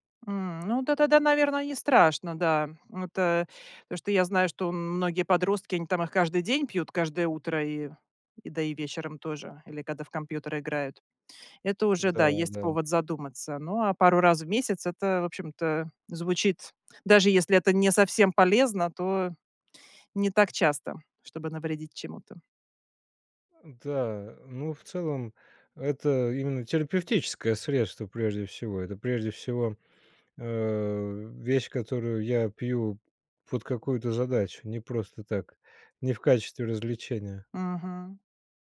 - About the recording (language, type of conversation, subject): Russian, podcast, Какие напитки помогают или мешают тебе спать?
- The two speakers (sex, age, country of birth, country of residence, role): female, 40-44, Russia, Sweden, host; male, 30-34, Russia, Germany, guest
- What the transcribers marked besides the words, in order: other background noise; other noise